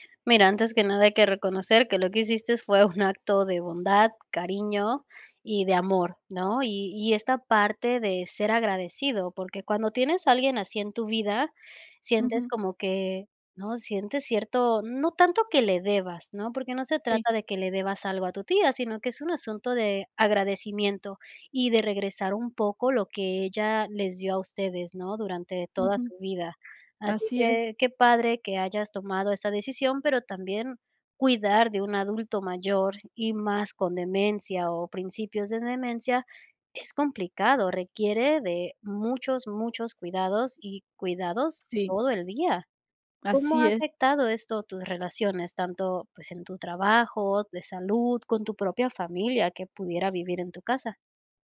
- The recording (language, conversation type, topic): Spanish, advice, ¿Cómo puedo manejar la presión de cuidar a un familiar sin sacrificar mi vida personal?
- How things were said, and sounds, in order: none